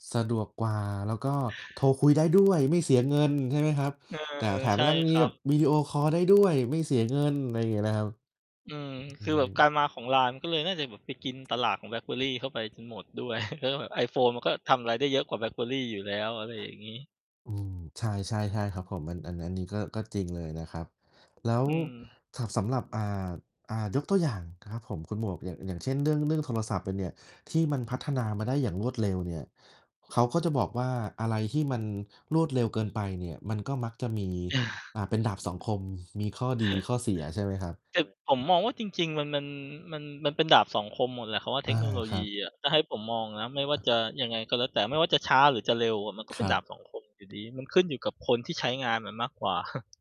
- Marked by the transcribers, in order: mechanical hum; chuckle; chuckle; chuckle
- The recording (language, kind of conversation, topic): Thai, unstructured, เทคโนโลยีอะไรที่คุณรู้สึกว่าน่าทึ่งที่สุดในตอนนี้?